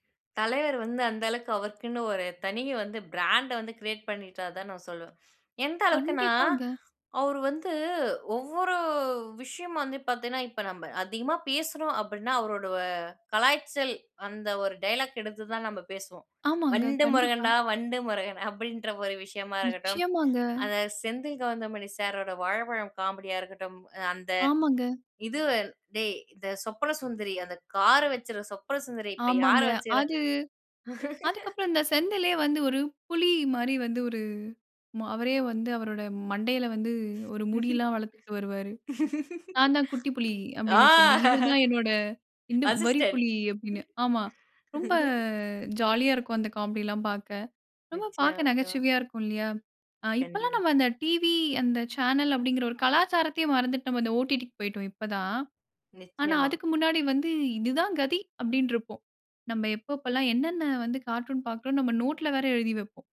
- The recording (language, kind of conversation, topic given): Tamil, podcast, ஒரு பழைய தொலைக்காட்சி சேனல் ஜிங்கிள் கேட்கும்போது உங்களுக்கு உடனே எந்த நினைவுகள் வரும்?
- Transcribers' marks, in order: laugh; other noise; laugh; laugh